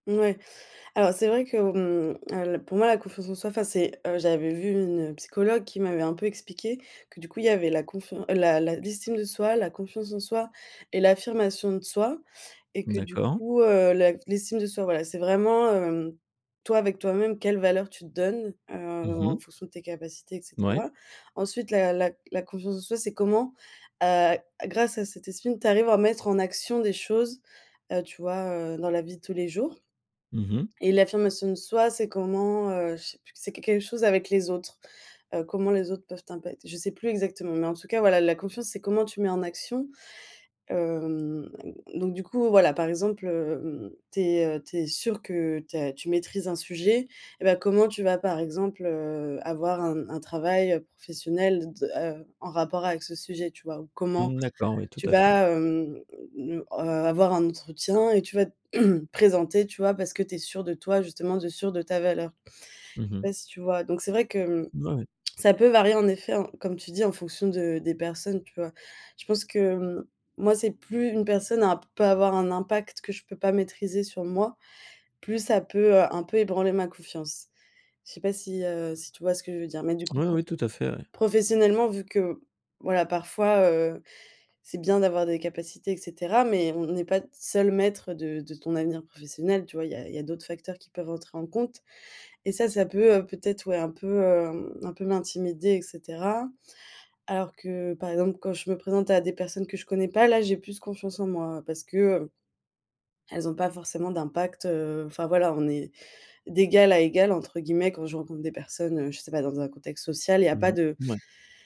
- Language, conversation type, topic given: French, podcast, Comment construis-tu ta confiance en toi au quotidien ?
- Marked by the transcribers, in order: other background noise; "estime" said as "espine"; drawn out: "Hem"; throat clearing; tongue click